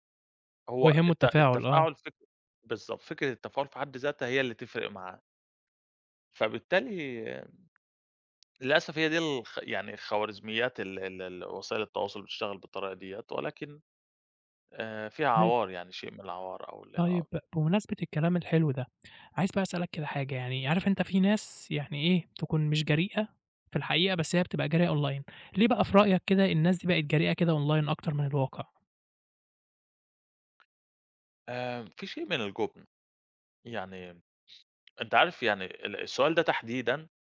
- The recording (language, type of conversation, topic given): Arabic, podcast, إزاي بتتعامل مع التعليقات السلبية على الإنترنت؟
- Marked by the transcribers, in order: tapping; unintelligible speech; in English: "online"; in English: "online"